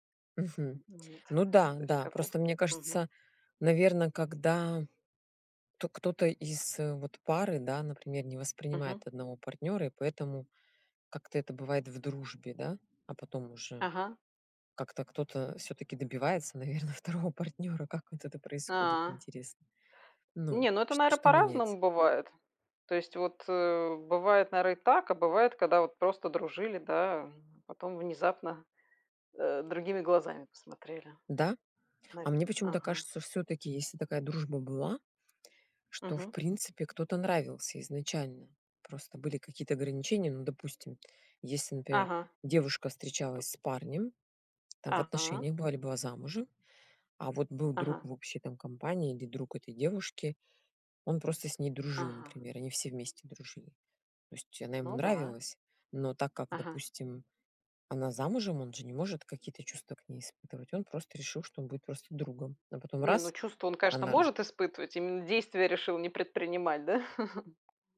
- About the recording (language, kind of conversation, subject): Russian, unstructured, Как вы думаете, может ли дружба перерасти в любовь?
- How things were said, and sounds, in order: laughing while speaking: "наверно, второго партнёра"; laugh; tapping